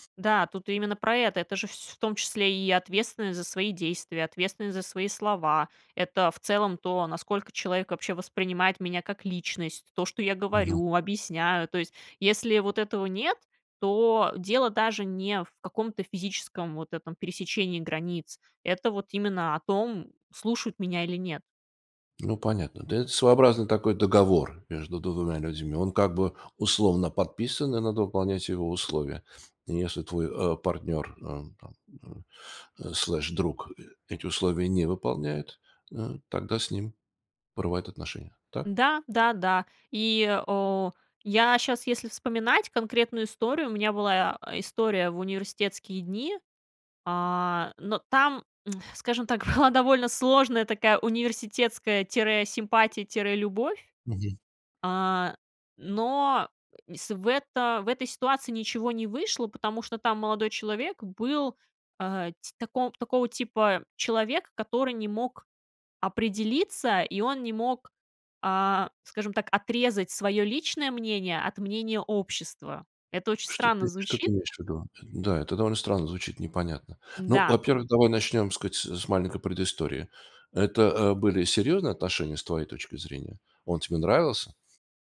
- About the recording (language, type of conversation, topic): Russian, podcast, Как понять, что пора заканчивать отношения?
- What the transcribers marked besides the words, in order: other background noise; in English: "слеш"; tsk; laughing while speaking: "была"; tapping; "сказать" said as "скать"